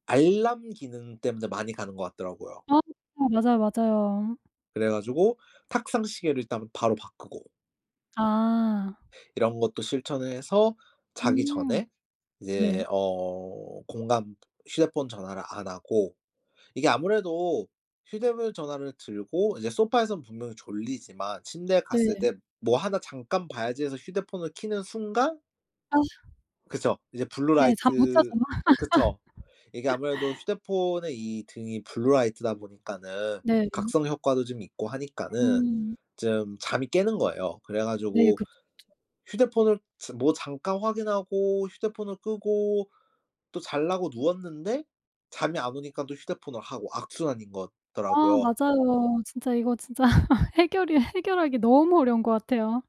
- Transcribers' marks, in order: tapping; other background noise; "휴대폰" said as "휴대브"; in English: "블루 라이트"; laugh; in English: "블루 라이트다"; laugh
- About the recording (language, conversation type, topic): Korean, podcast, 작은 습관이 삶을 바꾼 적이 있나요?